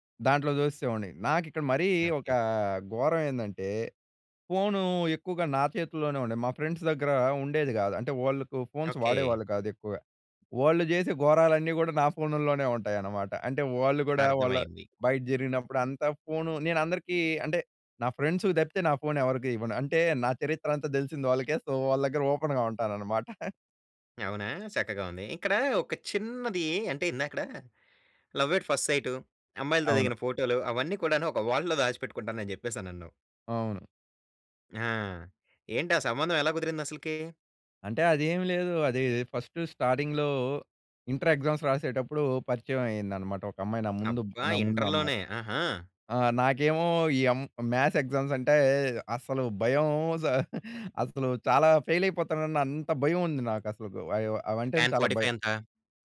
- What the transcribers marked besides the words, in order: drawn out: "మరీ"; in English: "ఫ్రెండ్స్"; tapping; in English: "ఫ్రెండ్స్‌కి"; in English: "సో"; in English: "ఓపెన్‌గా"; chuckle; in English: "లవ్ ఎట్ ఫస్ట్"; in English: "వాల్ట్‌లో"; in English: "ఫస్ట్ స్టార్టింగ్‌లో ఇంటర్ ఎగ్జామ్స్"; in English: "మ్యాథ్స్ ఎగ్జామ్స్"; chuckle; in English: "టాన్ ఫార్టి ఫైవ్"
- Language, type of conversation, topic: Telugu, podcast, మీ ఫోన్ వల్ల మీ సంబంధాలు ఎలా మారాయి?